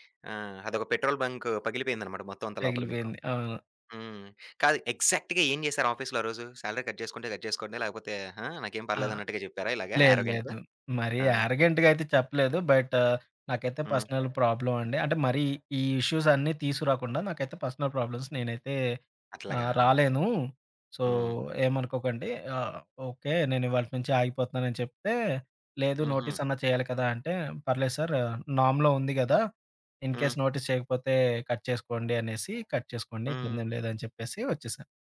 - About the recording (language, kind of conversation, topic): Telugu, podcast, ఒక ఉద్యోగం నుంచి తప్పుకోవడం నీకు విజయానికి తొలి అడుగేనని అనిపిస్తుందా?
- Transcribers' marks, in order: in English: "పెట్రోల్ బంక్"; in English: "ఎగ్జాక్ట్‌గా"; in English: "ఆఫీస్‌లో"; in English: "సాలరీ కట్"; in English: "కట్"; in English: "యారగెంట్‌గా"; in English: "యారగెంట్‌గా?"; in English: "బట్"; in English: "పర్సనల్ ప్రాబ్లమ్"; in English: "పర్సనల్ ప్రాబ్లమ్స్"; in English: "సో"; in English: "నోటీస్"; in English: "నామ్‌లో"; in English: "ఇన్‌కెస్ నోటీస్"; in English: "కట్"; in English: "కట్"